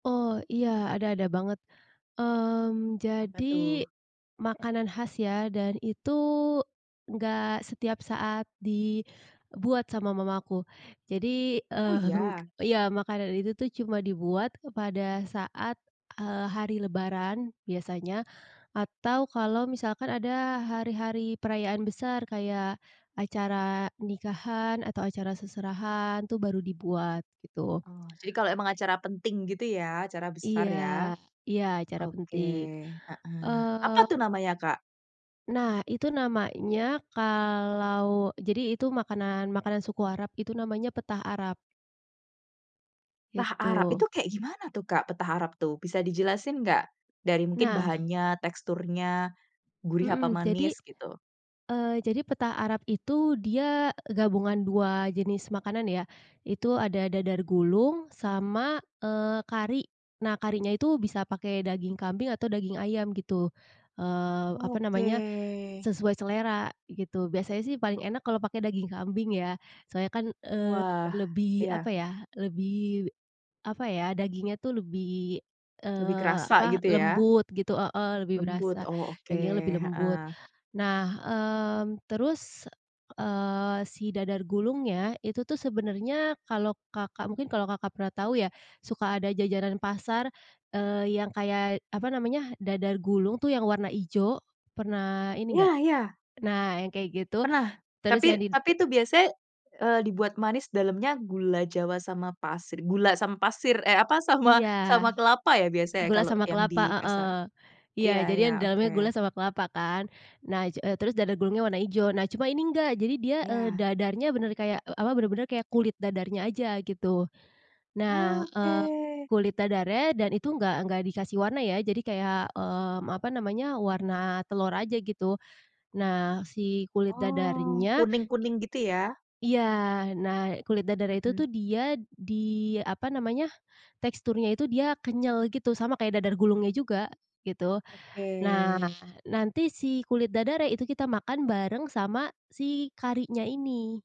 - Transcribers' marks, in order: tapping; tongue click; other background noise; tongue click; drawn out: "Oke"; drawn out: "Oke"
- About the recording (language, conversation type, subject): Indonesian, podcast, Apa makanan khas perayaan di kampung halamanmu yang kamu rindukan?